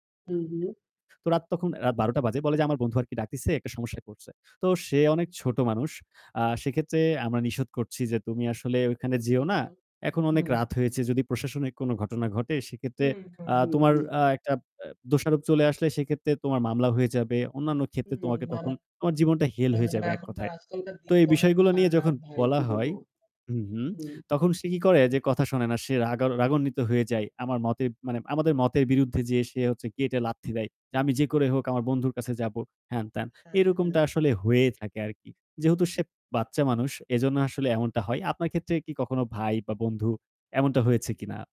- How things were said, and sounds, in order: "নিষেধ" said as "নিশদ"; distorted speech; tapping
- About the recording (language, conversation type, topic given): Bengali, unstructured, পরিবারের মধ্যে মতবিরোধ কীভাবে মীমাংসা করবেন?
- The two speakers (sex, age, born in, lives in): male, 20-24, Bangladesh, Bangladesh; male, 20-24, Bangladesh, Bangladesh